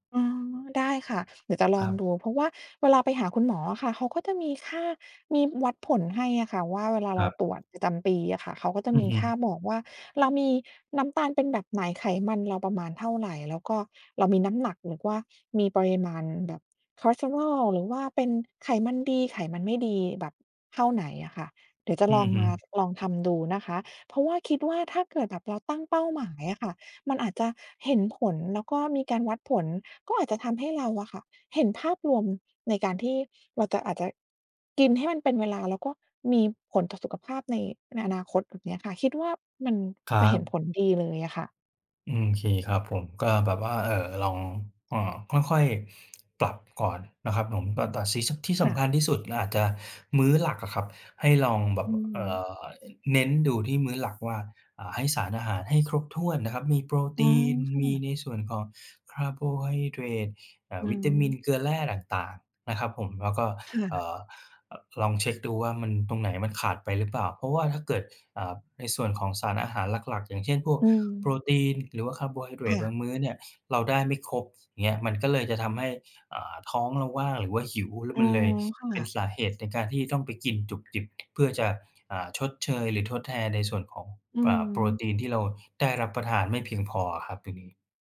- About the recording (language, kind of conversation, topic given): Thai, advice, คุณมีวิธีจัดการกับการกินไม่เป็นเวลาและการกินจุบจิบตลอดวันอย่างไร?
- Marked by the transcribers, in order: "โอเค" said as "อืมเค"; "บผม" said as "หนม"; other background noise; tapping